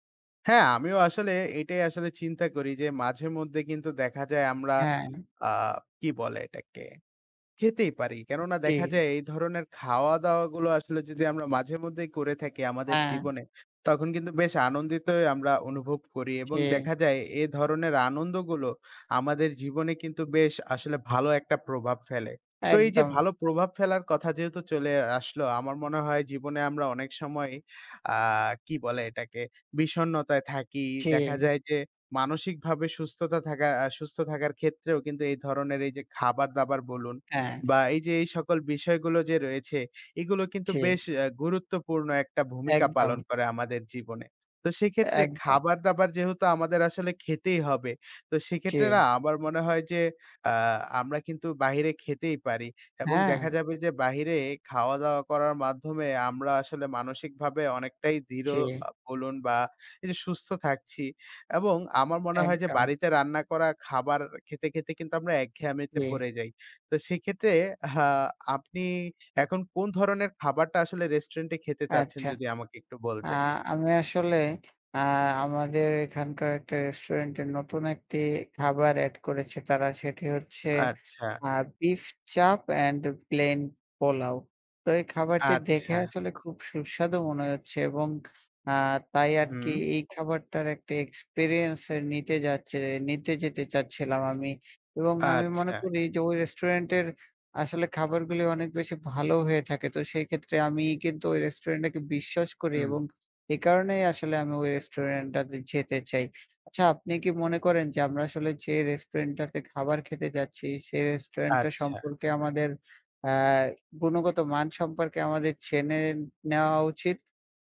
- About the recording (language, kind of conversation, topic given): Bengali, unstructured, তুমি কি প্রায়ই রেস্তোরাঁয় খেতে যাও, আর কেন বা কেন না?
- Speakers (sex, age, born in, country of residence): male, 20-24, Bangladesh, Bangladesh; male, 20-24, Bangladesh, Bangladesh
- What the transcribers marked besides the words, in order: other noise